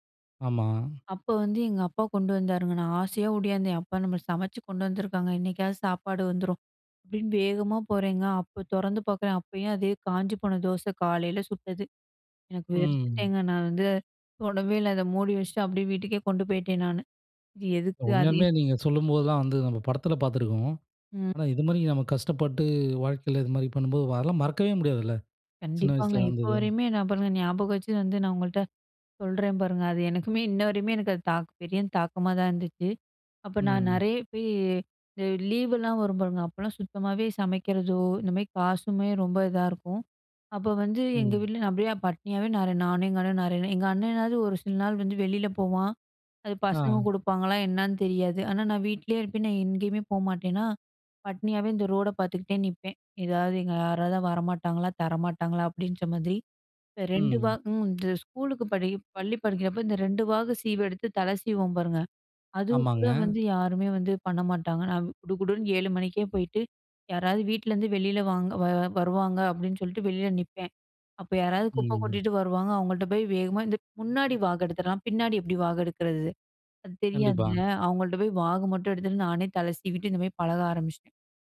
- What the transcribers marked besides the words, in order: anticipating: "அப்ப வந்து எங்க அப்பா கொண்டு … அப்டின்னு வேகமா போறேங்க"; sad: "அப்ப தொறந்து பாக்குறேன். அப்பயும் அதே … இது எதுக்கு அதே"; drawn out: "ம்"; sad: "அது எனக்குமே, இன்ன வரையுமே, எனக்கு … மாரி பழக ஆரம்பிச்சிட்டேன்"
- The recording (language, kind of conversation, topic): Tamil, podcast, சிறு வயதில் கற்றுக்கொண்டது இன்றும் உங்களுக்கு பயனாக இருக்கிறதா?